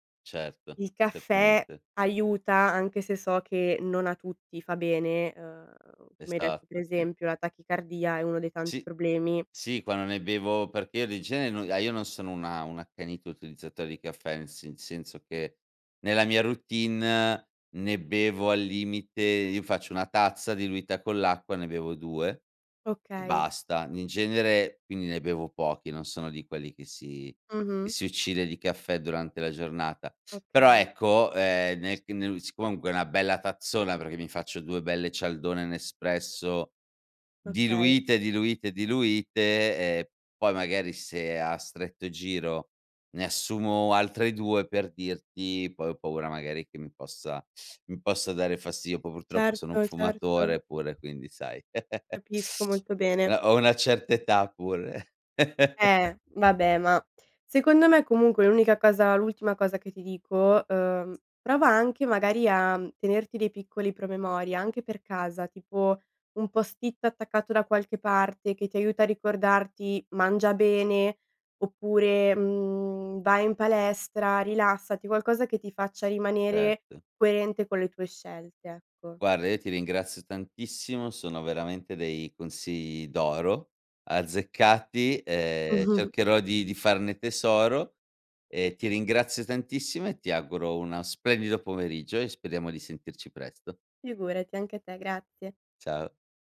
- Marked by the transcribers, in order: tapping; giggle; teeth sucking; laugh; chuckle
- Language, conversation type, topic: Italian, advice, Quali difficoltà incontri nel mantenere abitudini sane durante i viaggi o quando lavori fuori casa?